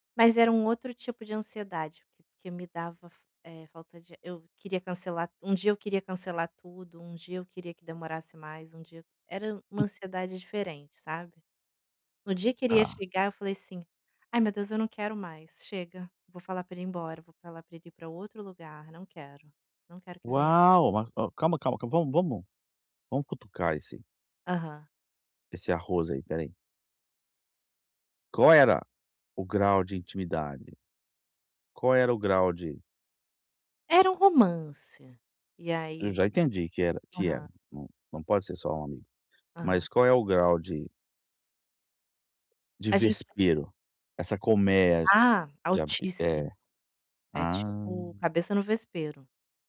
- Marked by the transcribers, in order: tapping
- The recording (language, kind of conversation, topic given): Portuguese, advice, Como posso perceber se a minha fome é física ou emocional?